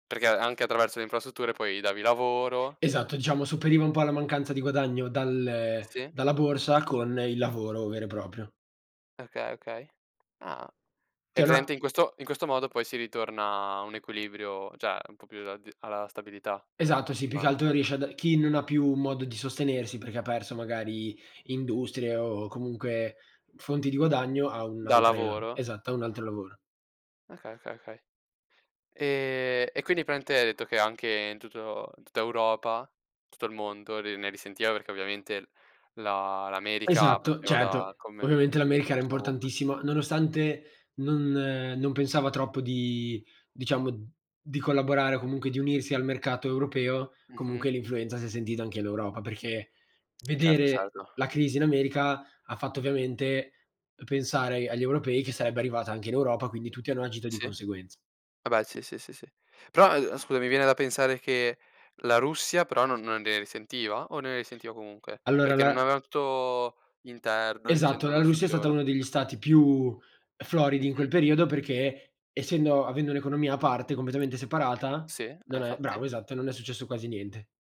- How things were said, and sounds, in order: "presente" said as "pesente"; other background noise; "cioè" said as "ceh"; "praticamente" said as "pramente"; tapping; "infatti" said as "nfatti"
- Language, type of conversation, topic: Italian, unstructured, Qual è un evento storico che ti ha sempre incuriosito?